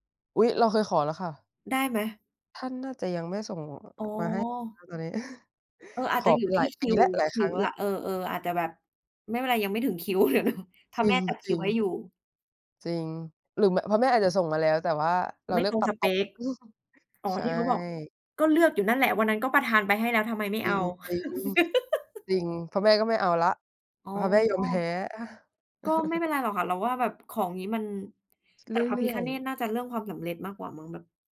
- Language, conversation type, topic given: Thai, unstructured, มีทักษะอะไรที่คุณอยากเรียนรู้เพิ่มเติมไหม?
- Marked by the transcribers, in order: chuckle; other background noise; laughing while speaking: "เดี๋ยวรอ"; chuckle; laugh; chuckle